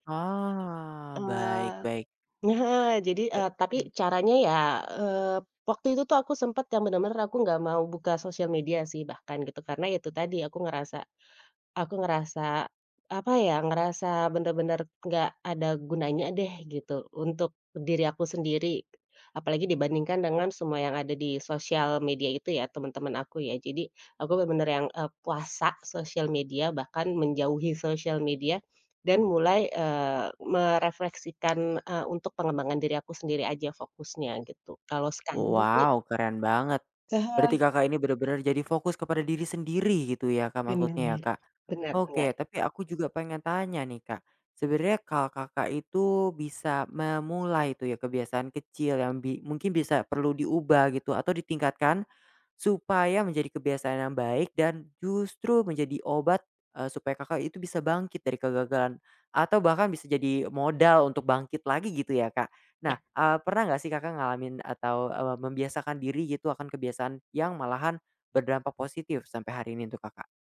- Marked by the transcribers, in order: tapping
- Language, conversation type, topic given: Indonesian, podcast, Kebiasaan kecil apa yang paling membantu Anda bangkit setelah mengalami kegagalan?